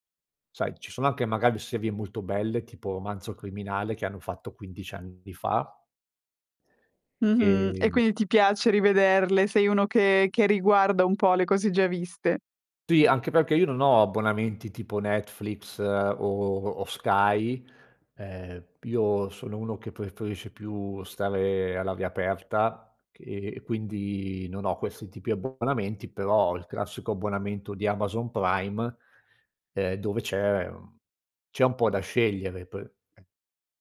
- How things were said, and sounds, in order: other background noise
- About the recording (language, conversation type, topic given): Italian, podcast, In che modo la nostalgia influisce su ciò che guardiamo, secondo te?